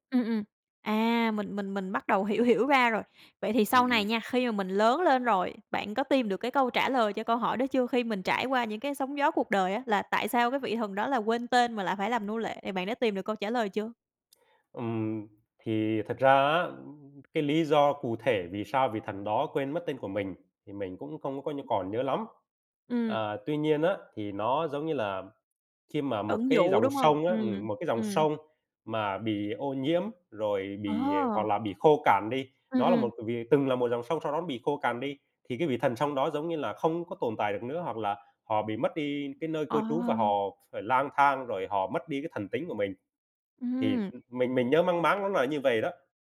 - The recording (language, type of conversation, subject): Vietnamese, podcast, Một bộ phim bạn xem hồi tuổi thơ đã tác động đến bạn như thế nào?
- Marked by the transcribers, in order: tapping; other background noise